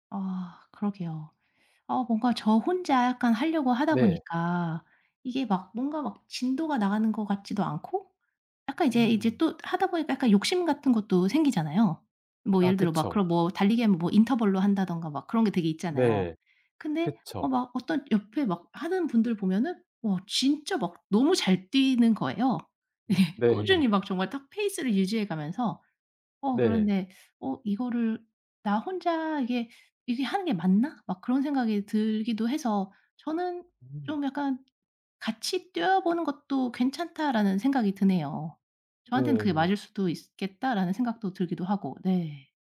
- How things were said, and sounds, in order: laughing while speaking: "네"; laughing while speaking: "예"; other background noise
- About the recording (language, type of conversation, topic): Korean, advice, 운동 효과가 느려서 좌절감을 느낄 때 어떻게 해야 하나요?